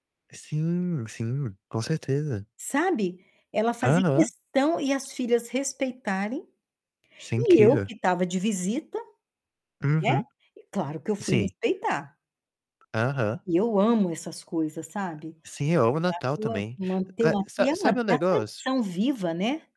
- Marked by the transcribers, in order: tapping; distorted speech; other background noise
- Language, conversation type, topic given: Portuguese, unstructured, Você já sentiu tristeza ao ver uma cultura ser esquecida?